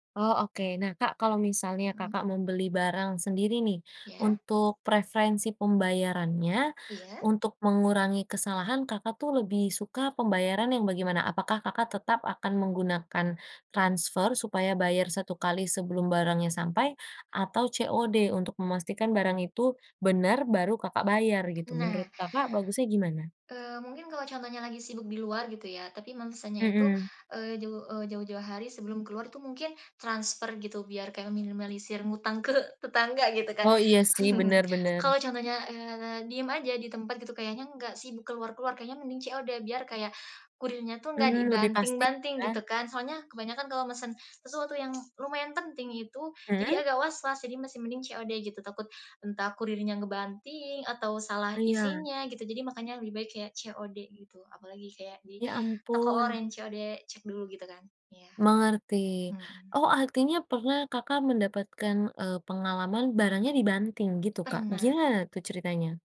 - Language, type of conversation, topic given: Indonesian, podcast, Apa pengalaman belanja daring yang paling berkesan buat kamu?
- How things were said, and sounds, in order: other background noise; laughing while speaking: "ke"; chuckle